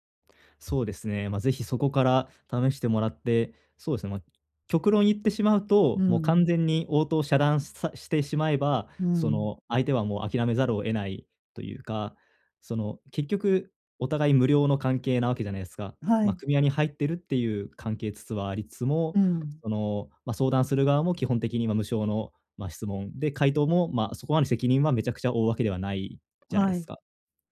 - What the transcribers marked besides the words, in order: other background noise
- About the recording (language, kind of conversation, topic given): Japanese, advice, 他者の期待と自己ケアを両立するには、どうすればよいですか？